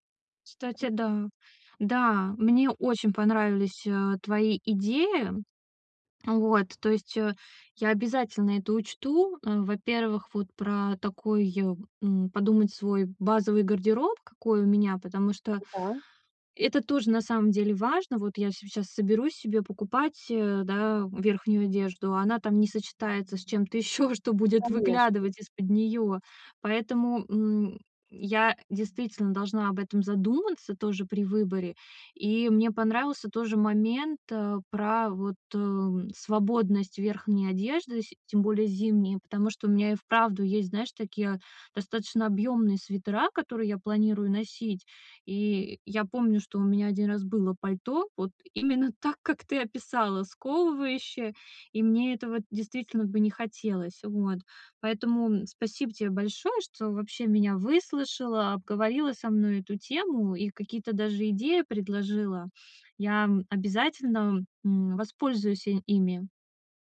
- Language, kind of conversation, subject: Russian, advice, Как найти одежду, которая будет одновременно удобной и стильной?
- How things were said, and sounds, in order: other background noise